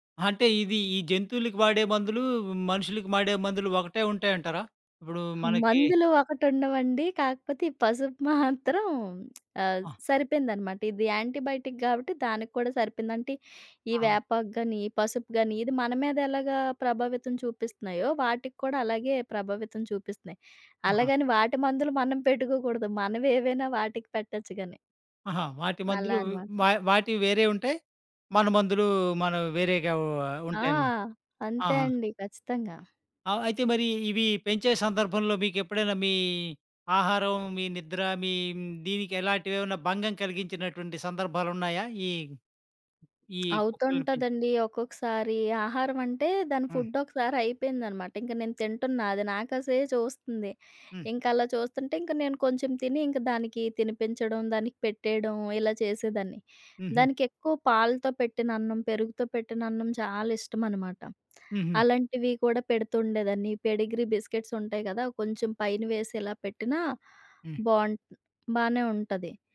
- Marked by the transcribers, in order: "వాడే" said as "మాడె"; laughing while speaking: "మందులు ఒకటుండవండి కాకపోతే, ఈ పసుపు మాత్రం"; lip smack; in English: "యాంటీబయోటిక్"; laughing while speaking: "వాటి మందులు మనం పెట్టుకోకూడదు మనవేవైనా వాటికి పెట్టొచ్చు గానీ"; lip smack; lip smack; in English: "పెడిగ్రీ"; swallow
- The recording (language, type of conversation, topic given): Telugu, podcast, పెంపుడు జంతువును మొదటిసారి పెంచిన అనుభవం ఎలా ఉండింది?